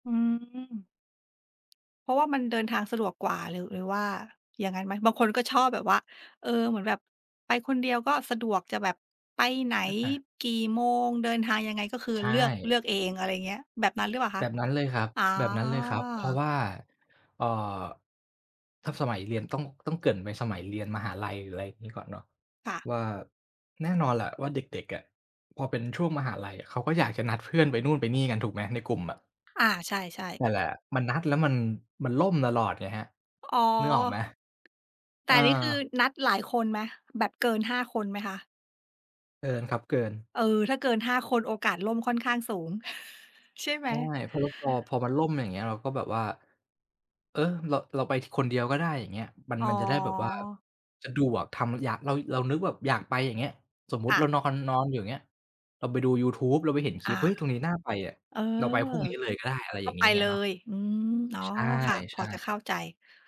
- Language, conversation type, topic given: Thai, unstructured, คุณคิดว่าการเที่ยวเมืองใหญ่กับการเที่ยวธรรมชาติต่างกันอย่างไร?
- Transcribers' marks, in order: other background noise; tapping; chuckle